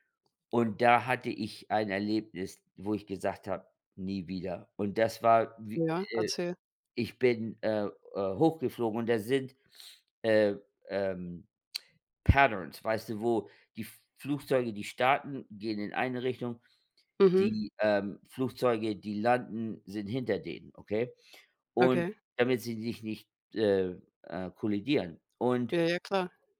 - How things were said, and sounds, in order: in English: "Patterns"
- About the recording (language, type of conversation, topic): German, unstructured, Was war das ungewöhnlichste Transportmittel, das du je benutzt hast?